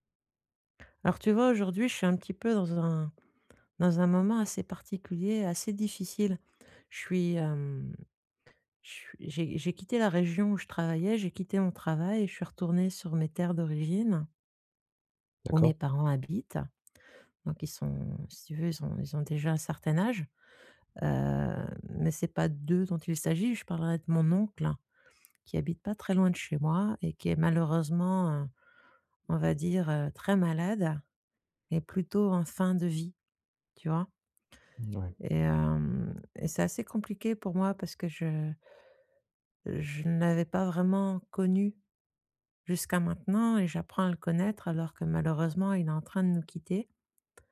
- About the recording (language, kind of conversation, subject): French, advice, Comment gérer l’aide à apporter à un parent âgé malade ?
- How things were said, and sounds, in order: other background noise; tapping